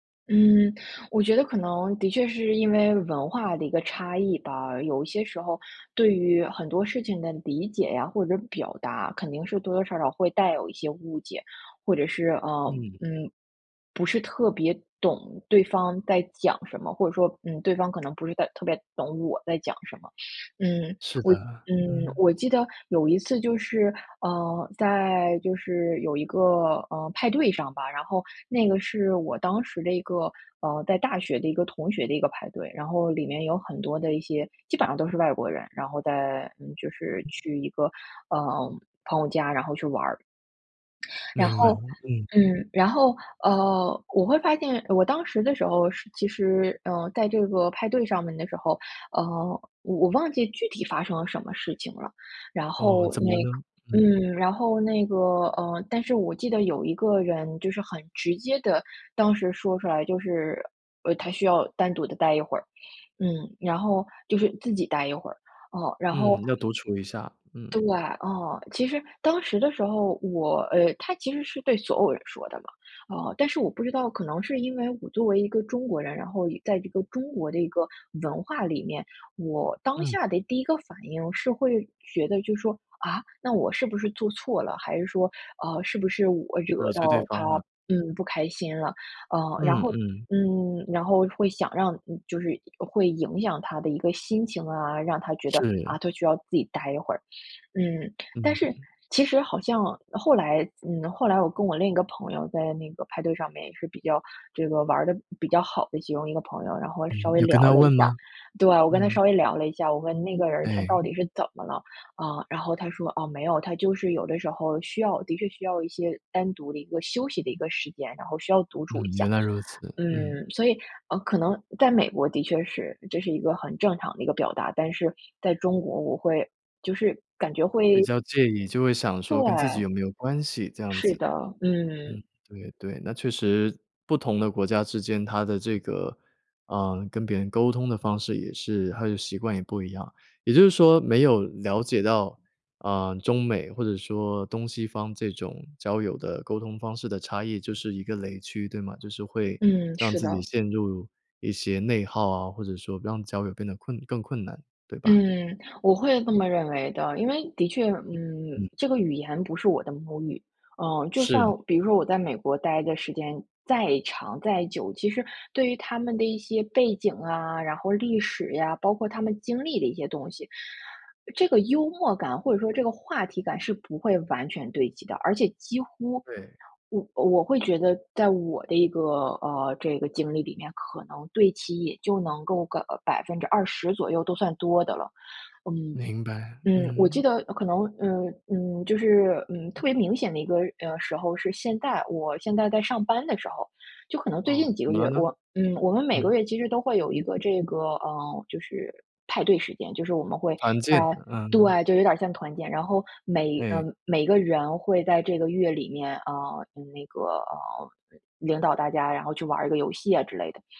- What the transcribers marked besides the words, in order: other background noise; other noise
- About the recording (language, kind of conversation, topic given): Chinese, podcast, 在异国交朋友时，最难克服的是什么？